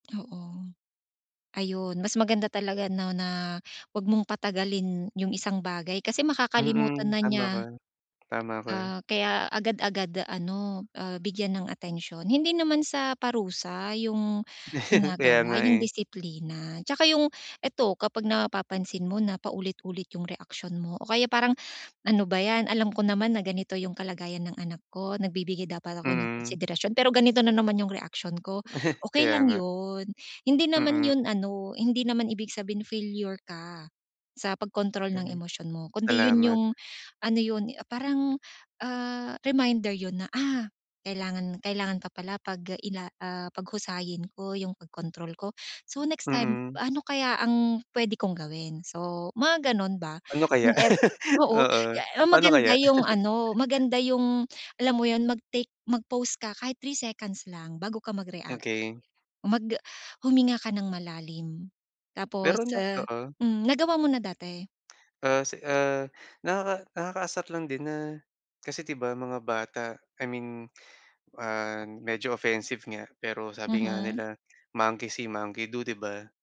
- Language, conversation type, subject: Filipino, advice, Paano ko mauunawaan kung saan nagmumula ang paulit-ulit kong nakasanayang reaksyon?
- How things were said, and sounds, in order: other noise; gasp; tapping; gasp; chuckle; gasp; gasp; chuckle; gasp; breath; gasp; gasp; laugh; gasp; gasp; gasp; in English: "monkey see, monkey do"